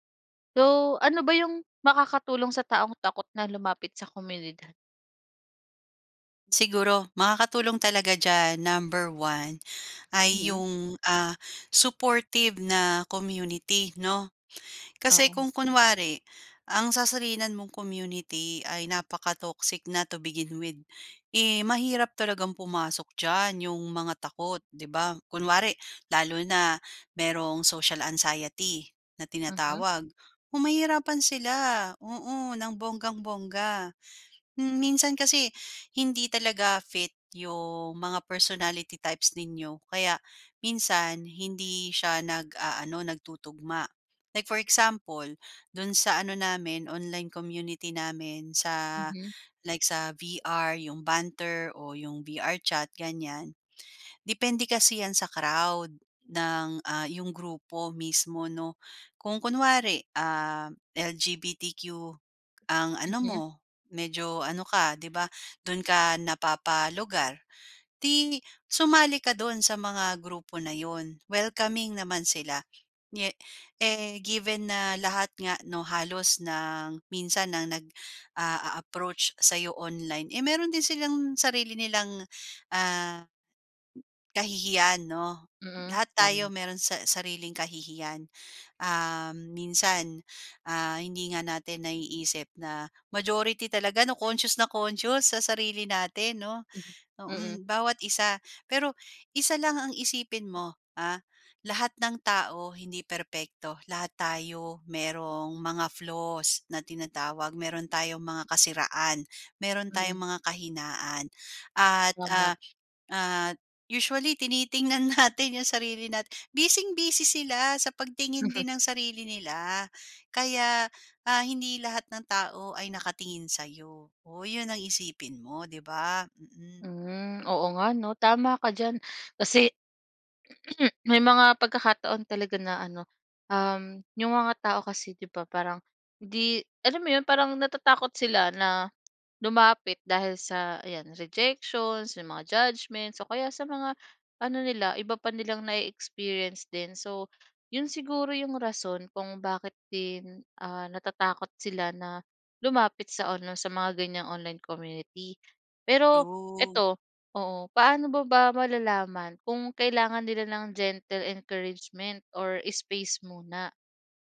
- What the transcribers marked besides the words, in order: in English: "napaka-toxic na, to begin with"; in English: "social anxiety"; in English: "personality types"; in English: "nag-a-a-approach"; tapping; laughing while speaking: "natin"; throat clearing; in English: "gentle encouragement, or space"
- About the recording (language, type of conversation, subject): Filipino, podcast, Ano ang makakatulong sa isang taong natatakot lumapit sa komunidad?